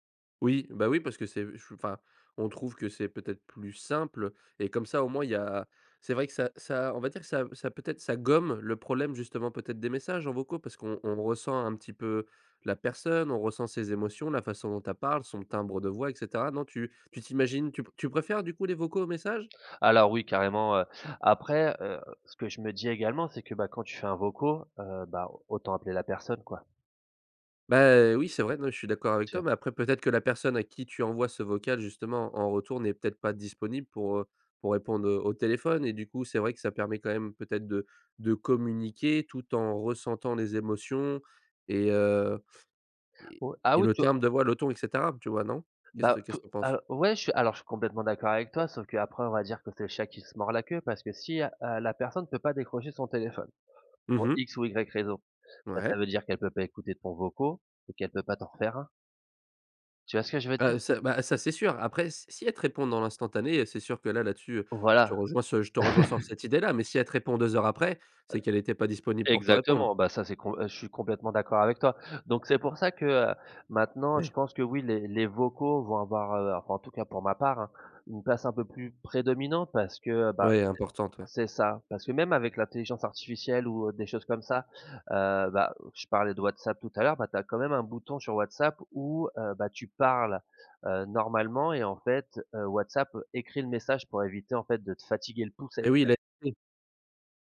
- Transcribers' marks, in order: stressed: "gomme"
- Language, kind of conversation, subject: French, podcast, Tu préfères parler en face ou par message, et pourquoi ?